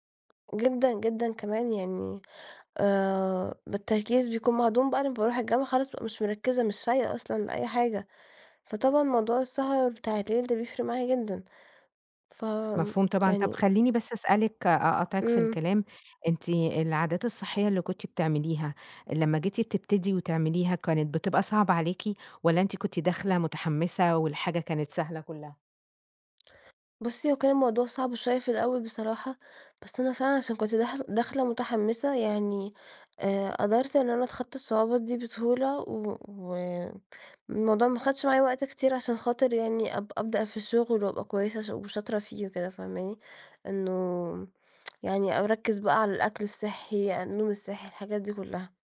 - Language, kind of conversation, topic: Arabic, advice, ليه برجع لعاداتي القديمة بعد ما كنت ماشي على عادات صحية؟
- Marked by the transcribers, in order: tapping; other background noise; "داخل" said as "داحل"; tsk